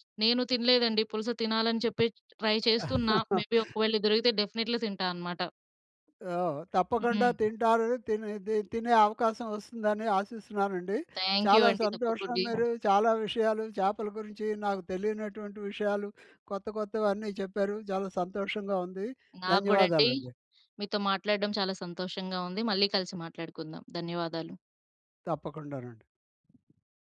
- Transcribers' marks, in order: in English: "ట్రై"; giggle; in English: "మే బి"; in English: "డెఫినేట్లీ"
- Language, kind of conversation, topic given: Telugu, podcast, అమ్మ వంటల వాసన ఇంటి అంతటా ఎలా పరిమళిస్తుంది?